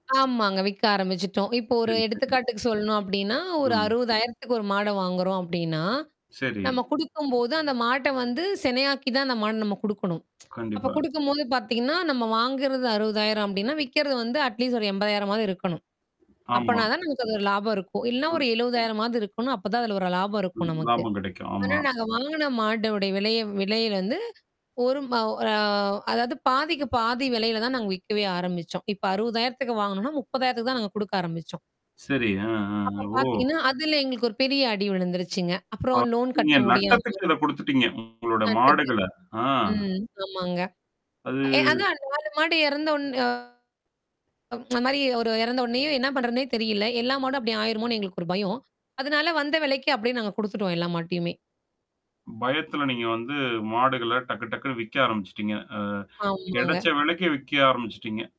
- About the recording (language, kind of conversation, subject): Tamil, podcast, ஒரு பெரிய தோல்விக்குப் பிறகு நீங்கள் எப்படி மீண்டீர்கள்?
- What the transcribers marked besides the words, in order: tapping; tsk; in English: "அட்லீஸ்ட்"; other noise; mechanical hum; distorted speech; in English: "லோன்"; other background noise; unintelligible speech; unintelligible speech; drawn out: "ஆ"; tsk